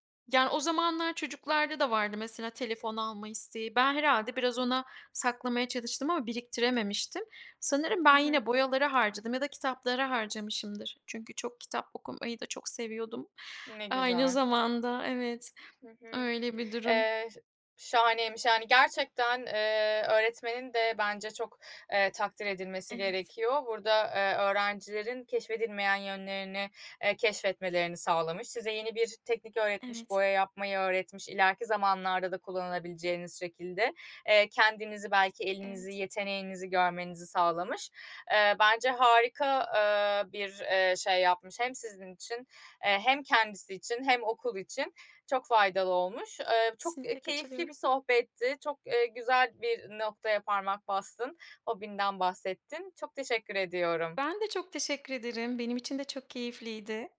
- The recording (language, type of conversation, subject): Turkish, podcast, Bir hobiye ilk kez nasıl başladığını hatırlıyor musun?
- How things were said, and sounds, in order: none